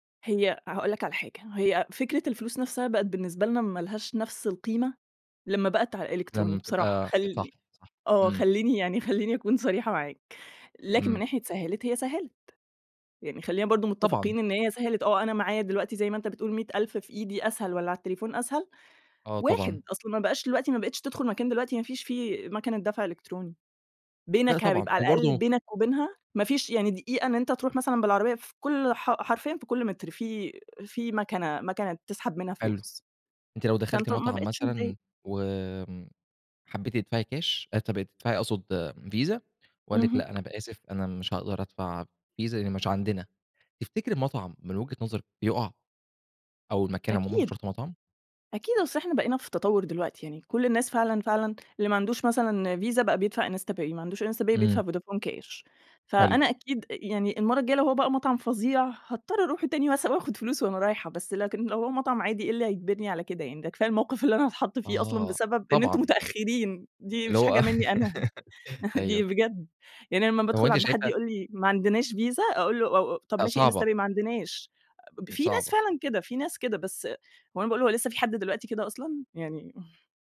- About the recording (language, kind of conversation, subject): Arabic, podcast, إيه رأيك في الدفع الإلكتروني بدل الكاش؟
- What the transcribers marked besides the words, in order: "آسف" said as "آتف"; tapping; laughing while speaking: "الموقف اللي أنا هاتحط فيه … أنا. دي بجد"; laughing while speaking: "آه"; giggle